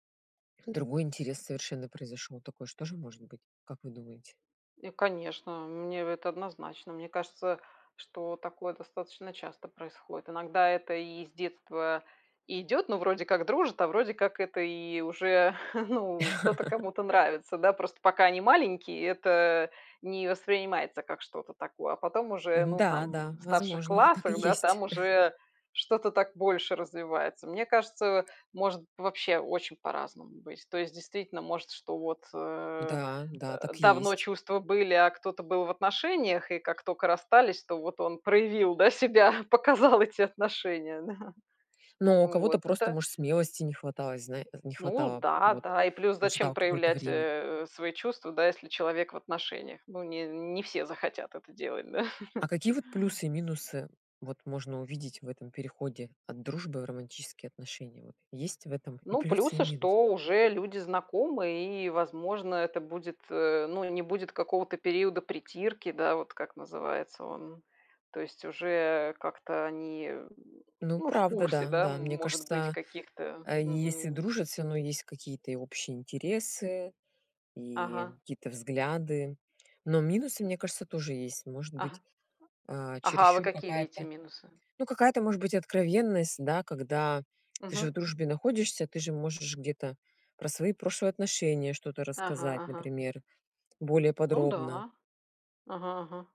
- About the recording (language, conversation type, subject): Russian, unstructured, Как вы думаете, может ли дружба перерасти в любовь?
- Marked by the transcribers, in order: tapping; chuckle; laugh; other background noise; chuckle; grunt; bird; laughing while speaking: "проявил, да, себя, показал эти отношения, да"; chuckle; other noise; lip smack